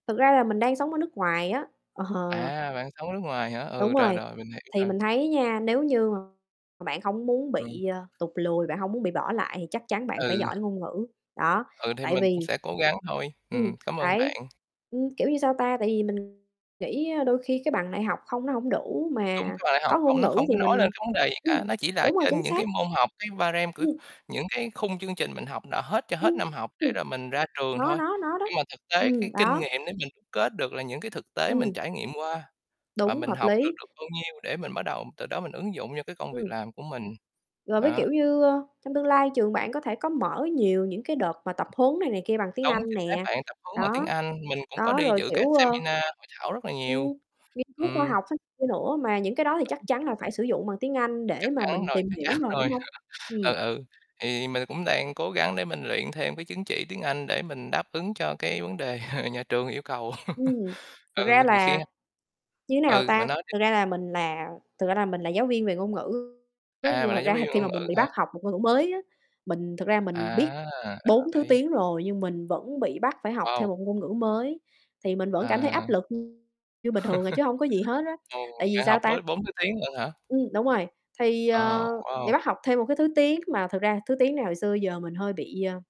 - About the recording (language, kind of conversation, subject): Vietnamese, unstructured, Bạn có từng cảm thấy áp lực trong việc học không, và bạn làm thế nào để vượt qua?
- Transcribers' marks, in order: static; other background noise; laughing while speaking: "ờ"; distorted speech; mechanical hum; unintelligible speech; in English: "seminar"; unintelligible speech; laughing while speaking: "chắc chắn rồi"; laugh; laugh; unintelligible speech; tapping; laugh